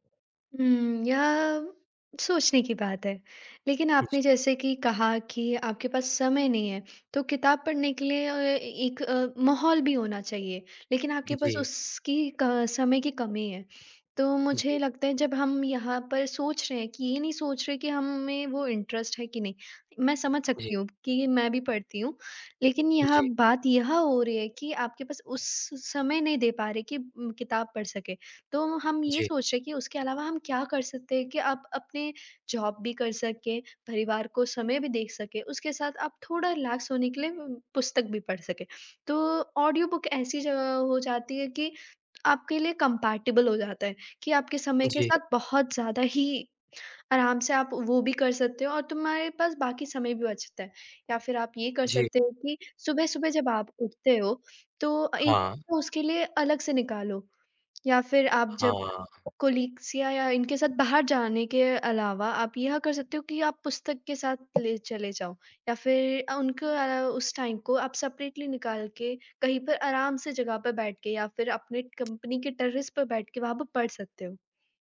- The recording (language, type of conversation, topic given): Hindi, advice, रोज़ पढ़ने की आदत बनानी है पर समय निकालना मुश्किल होता है
- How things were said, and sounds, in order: in English: "इंटरेस्ट"; in English: "जॉब"; in English: "रिलैक्स"; in English: "ऑडियो बुक"; in English: "कम्पैटिबल"; in English: "कॉलीग्स"; tapping; in English: "टाइम"; in English: "सेपरेटली"; in English: "कंपनी"; in English: "टेरेस"